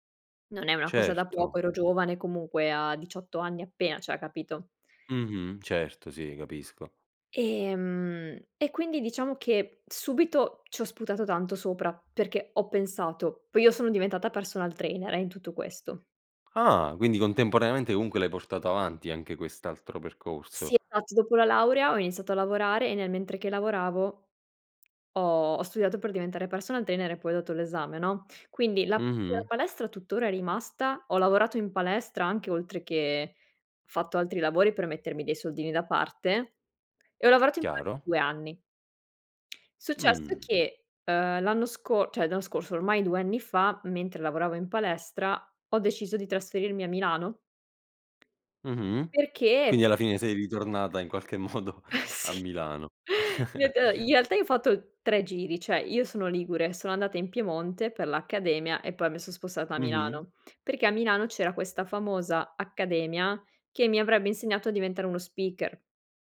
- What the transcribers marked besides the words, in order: "cioè" said as "ceh"; surprised: "Ah"; unintelligible speech; other background noise; chuckle; laughing while speaking: "Sì"; "realtà" said as "ieatà"; laughing while speaking: "modo"; chuckle; in English: "speaker"
- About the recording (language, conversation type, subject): Italian, podcast, Come racconti una storia che sia personale ma universale?